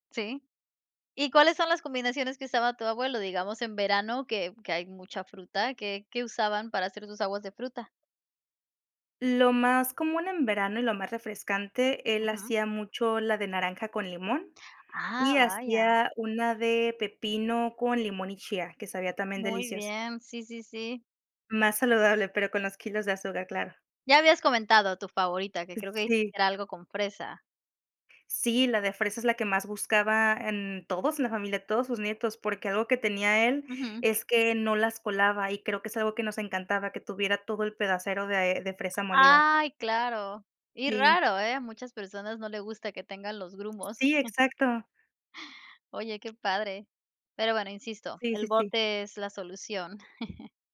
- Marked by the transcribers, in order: chuckle; chuckle
- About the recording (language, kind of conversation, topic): Spanish, podcast, ¿Tienes algún plato que aprendiste de tus abuelos?